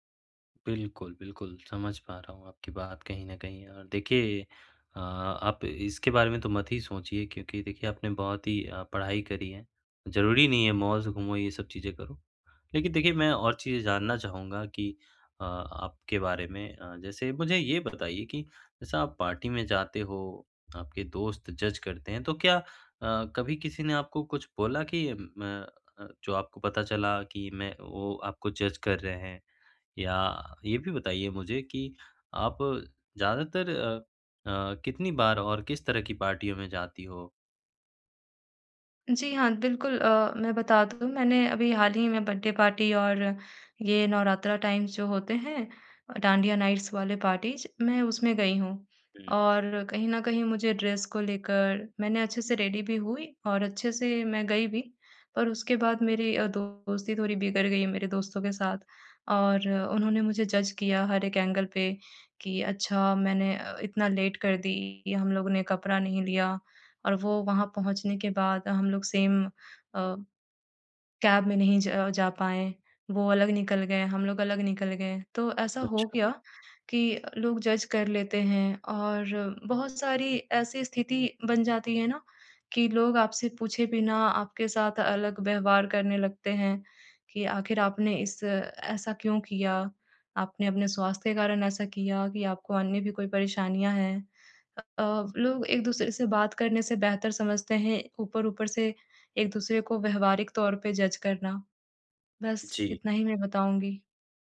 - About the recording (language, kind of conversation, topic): Hindi, advice, पार्टी में सामाजिक दबाव और असहजता से कैसे निपटूँ?
- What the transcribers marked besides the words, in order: in English: "मॉल्स"; in English: "पार्टी"; in English: "जज"; in English: "जज"; in English: "पार्टियों"; in English: "बर्थडे पार्टी"; in English: "टाइम्स"; in English: "डांडिया नाइट्स"; in English: "पार्टीज़"; in English: "ड्रेस"; in English: "रेडी"; in English: "जज"; in English: "एंगल"; in English: "लेट"; in English: "सेम"; in English: "कैब"; in English: "जज"; in English: "जज"